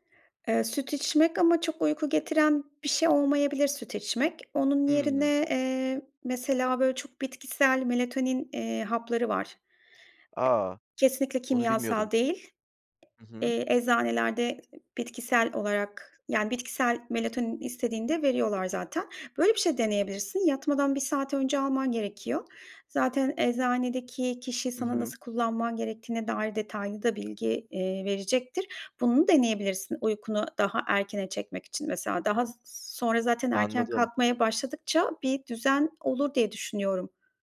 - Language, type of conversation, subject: Turkish, advice, Kısa gündüz uykuları gece uykumu neden bozuyor?
- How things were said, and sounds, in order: none